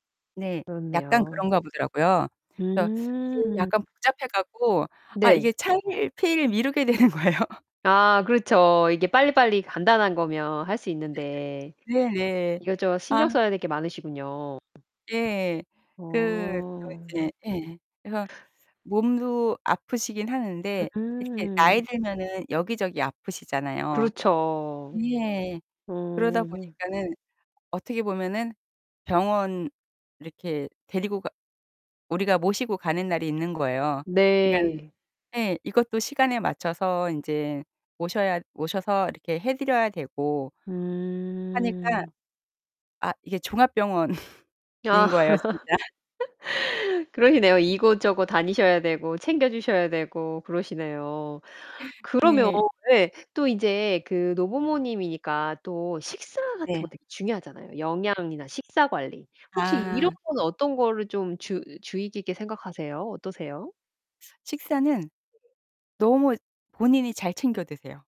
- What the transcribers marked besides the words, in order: other background noise; distorted speech; laughing while speaking: "되는 거예요"; tapping; laughing while speaking: "종합병원인"; laugh
- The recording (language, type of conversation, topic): Korean, podcast, 노부모를 돌볼 때 가장 신경 쓰이는 부분은 무엇인가요?